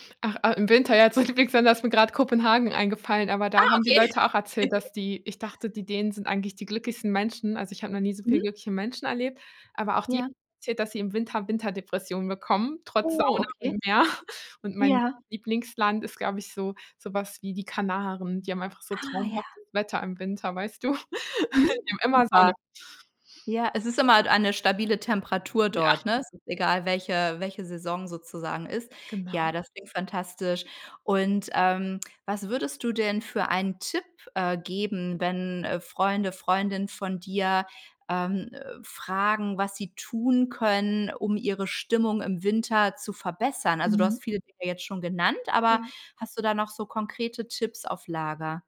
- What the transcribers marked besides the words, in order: joyful: "Ah, okay"; giggle; laughing while speaking: "Meer"; giggle
- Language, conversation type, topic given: German, podcast, Wie gehst du mit saisonalen Stimmungen um?